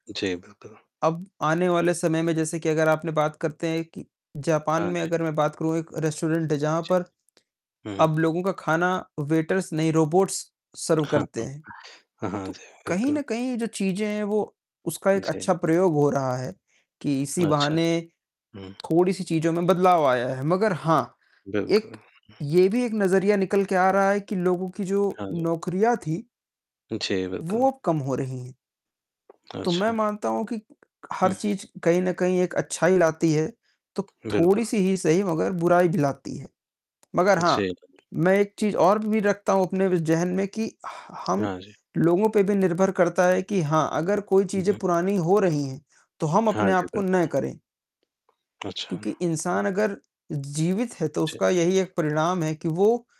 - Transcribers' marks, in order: tapping; distorted speech; in English: "रेस्टोरेंट"; in English: "वेटर्स"; chuckle; in English: "रोबॉट्स सर्व"; other background noise; mechanical hum; other noise
- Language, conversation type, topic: Hindi, unstructured, आपकी ज़िंदगी में तकनीक की क्या भूमिका है?